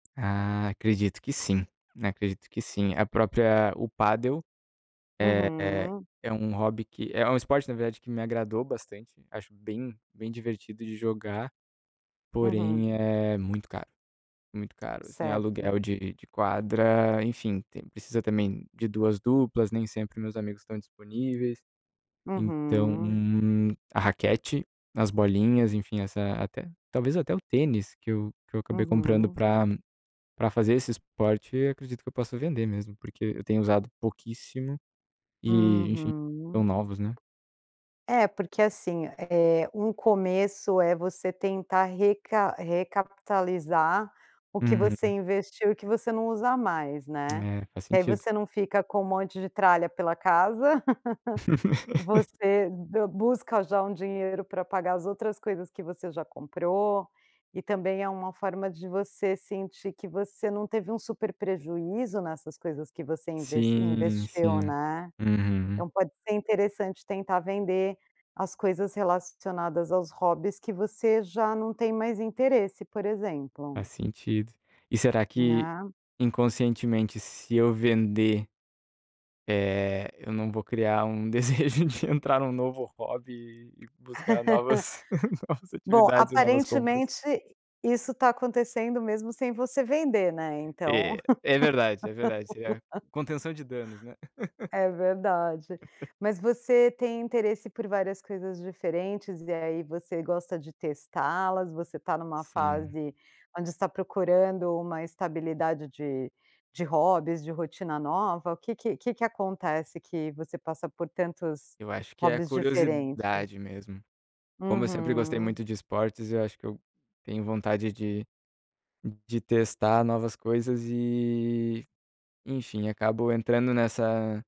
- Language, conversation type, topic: Portuguese, advice, Como posso comprar roupas e presentes de forma inteligente com um orçamento limitado?
- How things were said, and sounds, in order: tapping; chuckle; laugh; laughing while speaking: "desejo"; laughing while speaking: "novas novas atividades e novas compras?"; chuckle; laugh; chuckle